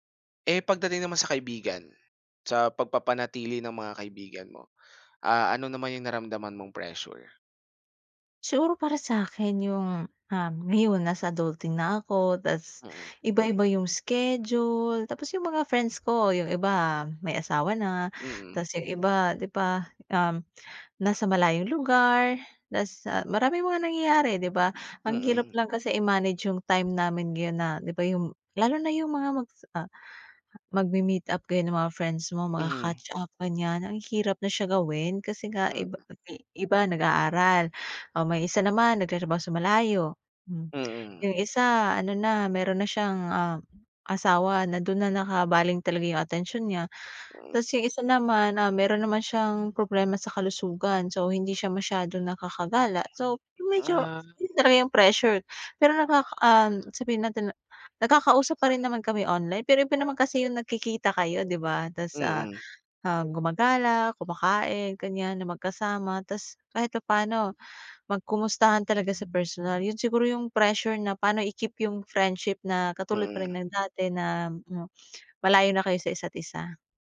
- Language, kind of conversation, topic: Filipino, podcast, Paano ka humaharap sa pressure ng mga tao sa paligid mo?
- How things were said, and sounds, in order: unintelligible speech; other background noise; dog barking